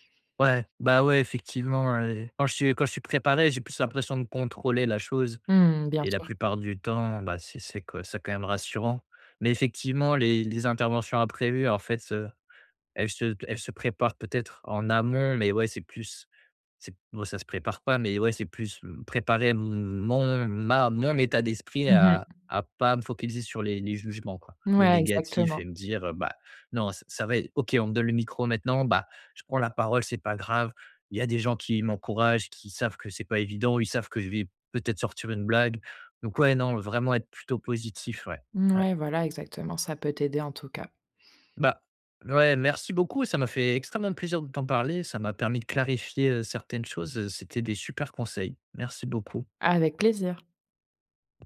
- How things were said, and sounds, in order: tapping
- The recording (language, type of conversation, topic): French, advice, Comment puis-je mieux gérer mon trac et mon stress avant de parler en public ?